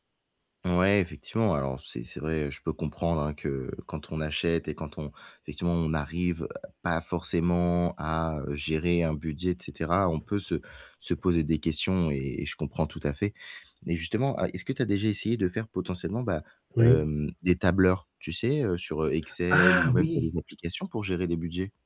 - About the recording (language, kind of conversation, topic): French, advice, Comment rester dans mon budget pendant une séance de shopping sans craquer pour tout ?
- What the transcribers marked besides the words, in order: static; tapping; distorted speech